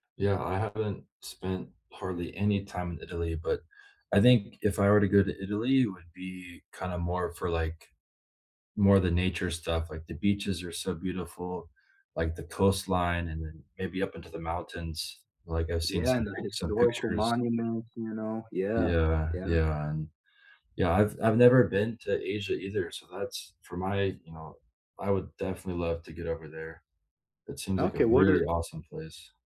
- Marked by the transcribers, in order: none
- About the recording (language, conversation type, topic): English, unstructured, Which cultural moments—festivals, meals, or everyday customs—reshaped how you see a place, and why?
- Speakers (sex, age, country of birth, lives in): male, 30-34, United States, United States; male, 30-34, United States, United States